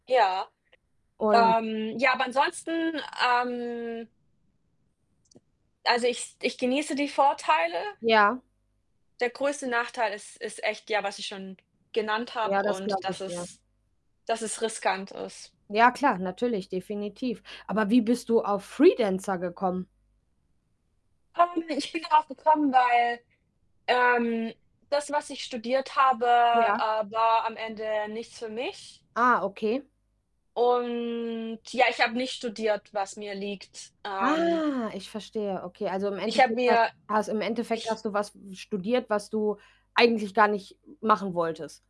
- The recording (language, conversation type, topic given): German, unstructured, Wie findest du den Job, den du gerade machst?
- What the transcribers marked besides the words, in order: other background noise; distorted speech; "Freelancer" said as "Freedancer"; unintelligible speech; drawn out: "Und"; drawn out: "Ah"